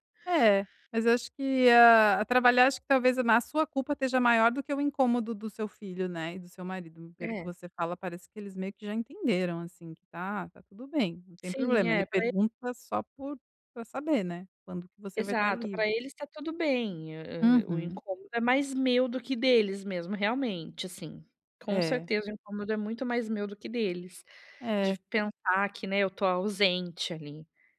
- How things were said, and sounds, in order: none
- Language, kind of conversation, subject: Portuguese, advice, Como posso lidar com a perda das minhas rotinas e da familiaridade?